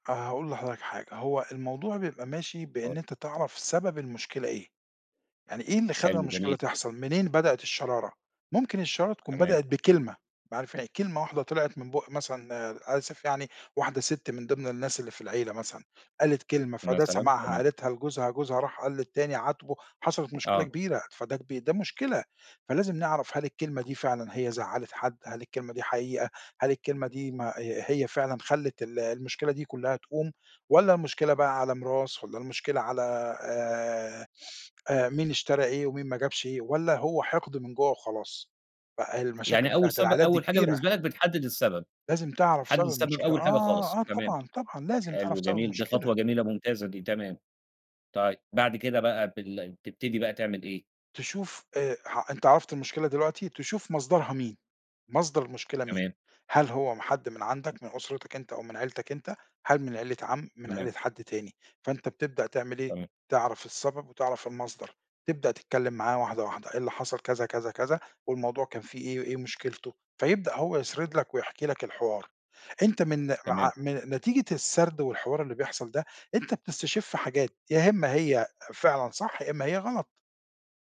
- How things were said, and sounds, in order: other background noise
- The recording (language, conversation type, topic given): Arabic, podcast, إزاي بتتعامل مع خلافات العيلة الكبيرة بين القرايب؟